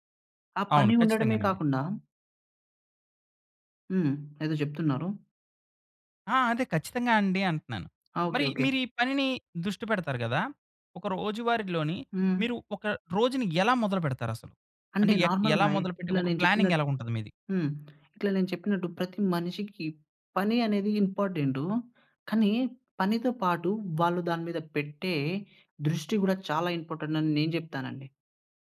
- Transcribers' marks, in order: in English: "నార్మల్‌గా"
- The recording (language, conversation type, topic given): Telugu, podcast, పనిపై దృష్టి నిలబెట్టుకునేందుకు మీరు పాటించే రోజువారీ రొటీన్ ఏమిటి?